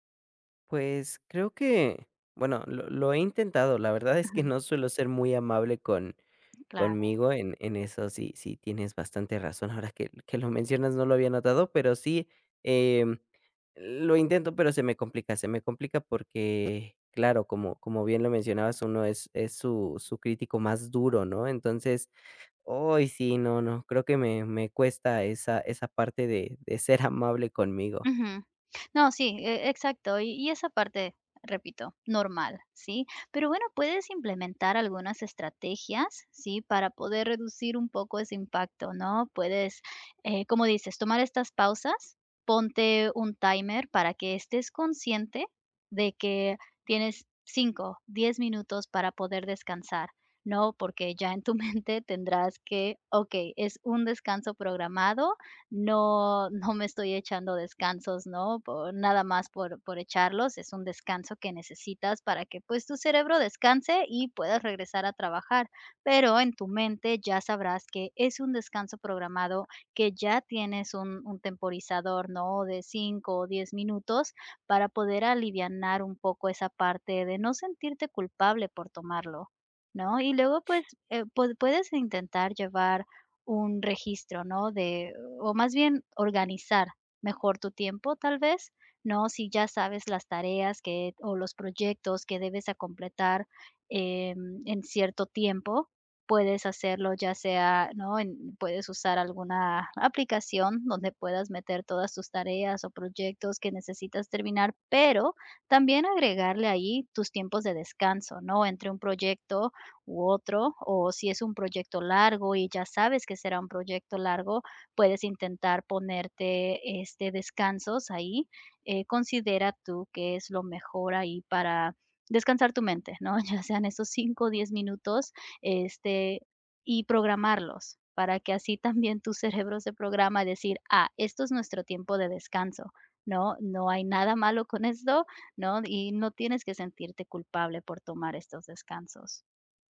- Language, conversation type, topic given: Spanish, advice, ¿Cómo puedo manejar pensamientos negativos recurrentes y una autocrítica intensa?
- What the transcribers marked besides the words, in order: laughing while speaking: "es que"; laughing while speaking: "ahora"; other background noise; laughing while speaking: "amable"; laughing while speaking: "mente"; stressed: "pero"; laughing while speaking: "ya sean"